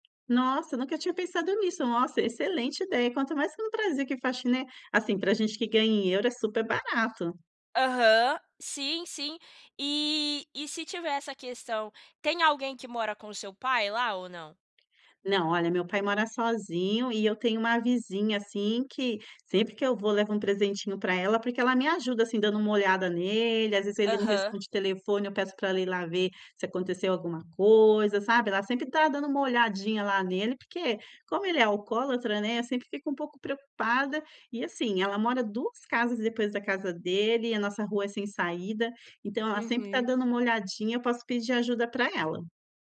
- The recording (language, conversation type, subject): Portuguese, advice, Como posso planejar uma viagem sem ficar estressado?
- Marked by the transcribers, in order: tapping